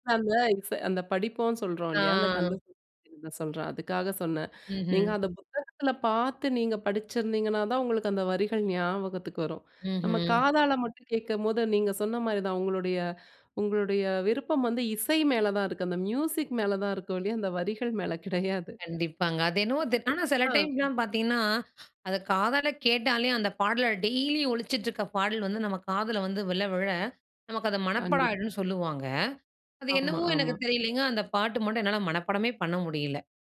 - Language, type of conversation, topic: Tamil, podcast, ஒரு குறிப்பிட்ட காலத்தின் இசை உனக்கு ஏன் நெருக்கமாக இருக்கும்?
- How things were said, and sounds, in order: unintelligible speech; drawn out: "ஆ"; unintelligible speech; other noise